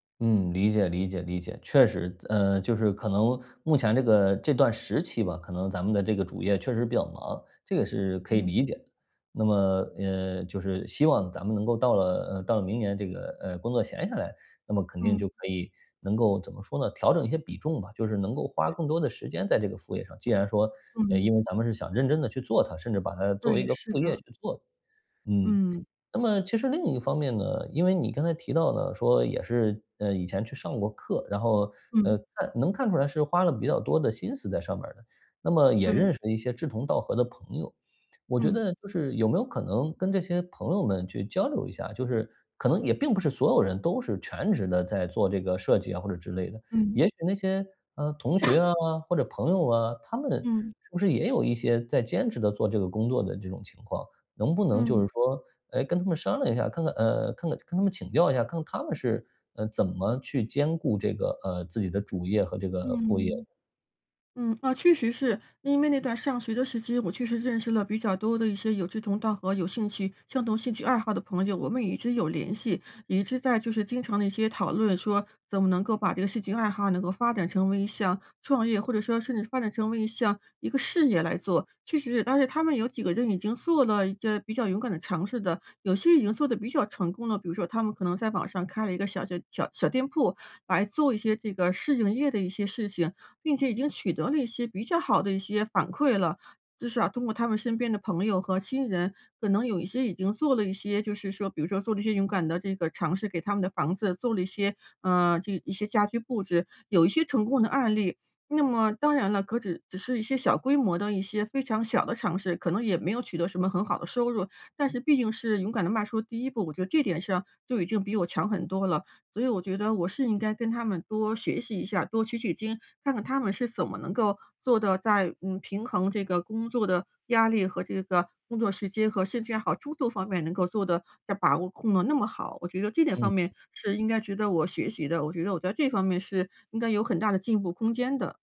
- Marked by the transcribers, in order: other background noise; cough
- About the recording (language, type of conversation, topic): Chinese, advice, 如何在时间不够的情况下坚持自己的爱好？